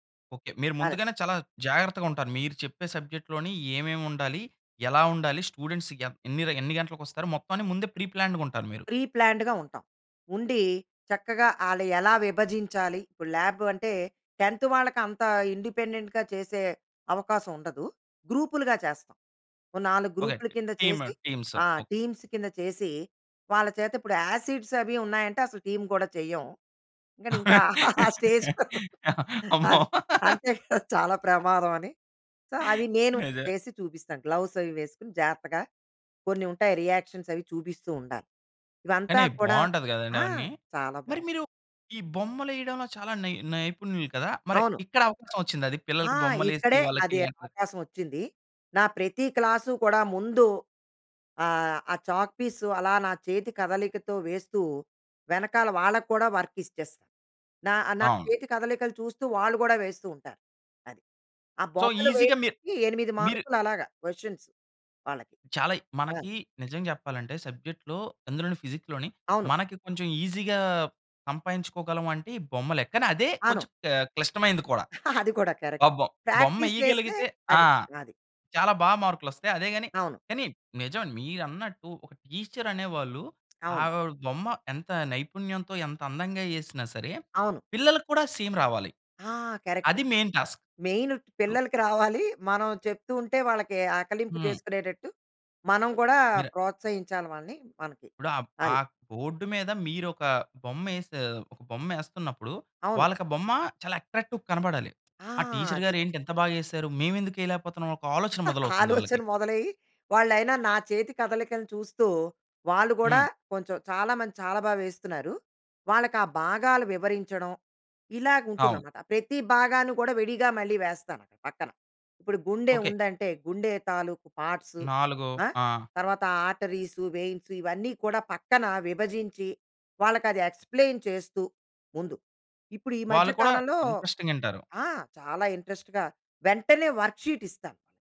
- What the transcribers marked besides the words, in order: in English: "సబ్జెక్ట్‌లోని"; in English: "స్టూడెంట్స్"; in English: "ప్రీప్లాన్డ్‌గా"; in English: "ప్రీ ప్లాన్డ్‌గా"; in English: "ల్యాబ్"; in English: "టెన్త్"; in English: "ఇండిపెండెంట్‌గా"; other noise; in English: "గ్రూప్‌ల"; in English: "టీం, టీమ్స్"; in English: "టీమ్స్"; in English: "యాసిడ్స్"; in English: "టీమ్"; laughing while speaking: "అమ్మో!"; laughing while speaking: "ఆ స్టేజ్ అదే అంతే చాలా ప్రమాదం అని"; in English: "స్టేజ్"; other background noise; in English: "సో"; in English: "గ్లోవ్స్"; tapping; in English: "రియాక్షన్స్"; unintelligible speech; in English: "వర్క్"; in English: "సో, ఈసీగా"; in English: "క్వెషన్స్"; in English: "సబ్జెక్ట్‌లో"; in English: "ఈసీగా"; giggle; in English: "ప్రాక్టీస్"; in English: "టీచర్"; in English: "సేమ్"; in English: "కరెక్ట్ మెయిన్"; in English: "మెయిన్ టాస్క్"; in English: "బోర్డ్"; in English: "అట్రాక్టివ్‌గా"; in English: "టీచర్"; giggle; in English: "పార్ట్స్"; in English: "ఆర్టరీస్, వేయిన్స్"; in English: "ఎక్స్‌ప్లెయిన్"; in English: "ఇంట్రెస్టింగ్"; in English: "ఇంట్రెస్ట్‌గా"; in English: "వర్క్ షీట్"
- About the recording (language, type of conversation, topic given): Telugu, podcast, పాత నైపుణ్యాలు కొత్త రంగంలో ఎలా ఉపయోగపడతాయి?